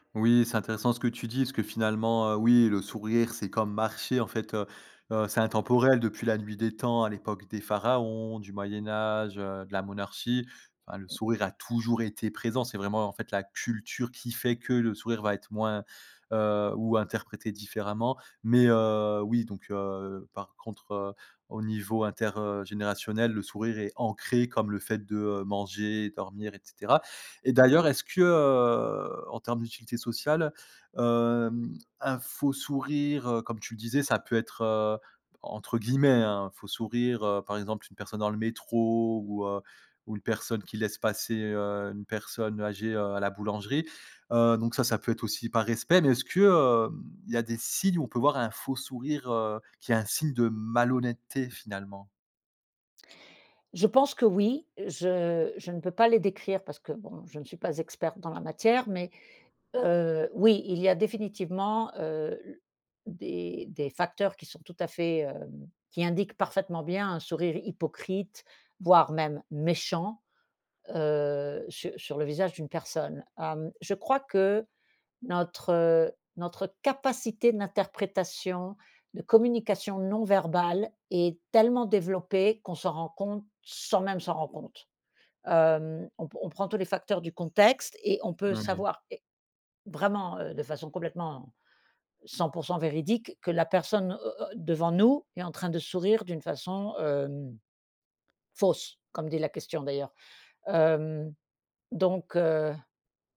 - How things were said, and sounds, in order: stressed: "ancré"; unintelligible speech; drawn out: "heu"; stressed: "méchant"
- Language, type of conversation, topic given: French, podcast, Comment distinguer un vrai sourire d’un sourire forcé ?